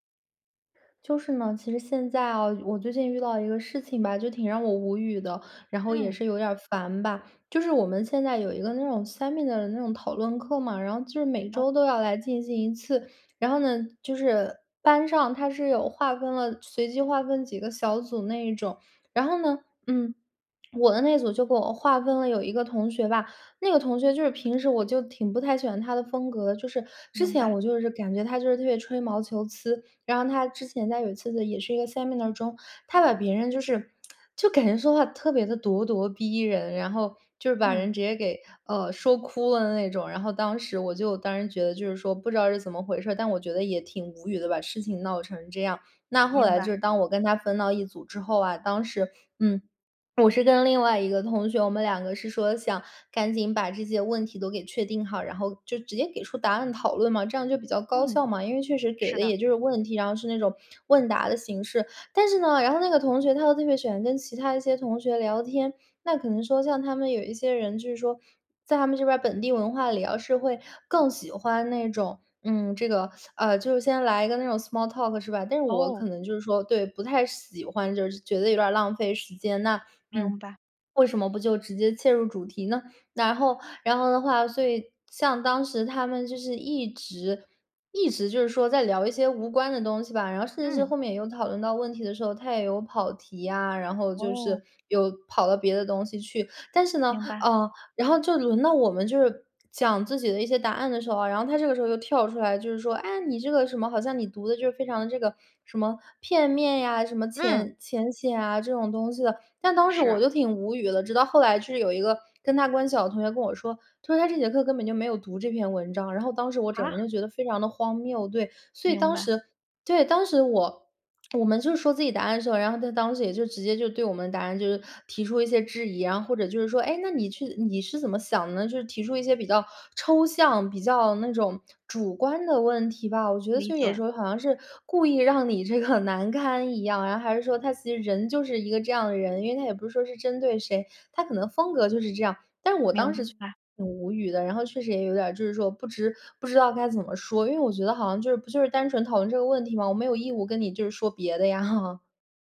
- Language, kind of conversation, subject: Chinese, advice, 同事在会议上公开质疑我的决定，我该如何应对？
- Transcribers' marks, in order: in English: "seminar"; other background noise; in English: "seminar"; lip smack; swallow; in English: "small talk"; anticipating: "嗯"; surprised: "啊？"; lip smack; laughing while speaking: "这个"; "知" said as "值"